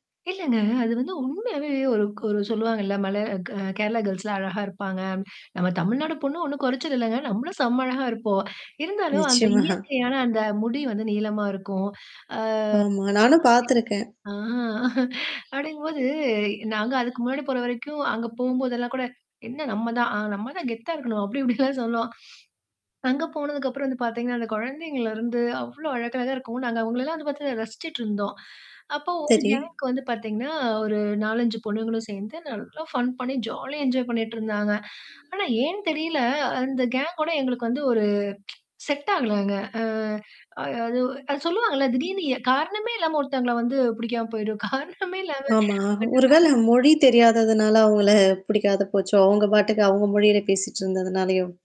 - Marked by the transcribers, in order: laughing while speaking: "நிச்சயமா"; static; unintelligible speech; laughing while speaking: "ஆ"; drawn out: "ஆ"; in English: "கேங்குக்கு"; in English: "ஃபன்"; in English: "என்ஜாய்"; in English: "கேங்கோட"; tsk; in English: "செட்"; laughing while speaking: "காரணமே இல்லாம"; unintelligible speech
- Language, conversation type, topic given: Tamil, podcast, பொது விழாவில் ஒருவரைச் சந்தித்து பிடித்தால், அவர்களுடன் தொடர்பை எப்படி தொடர்வீர்கள்?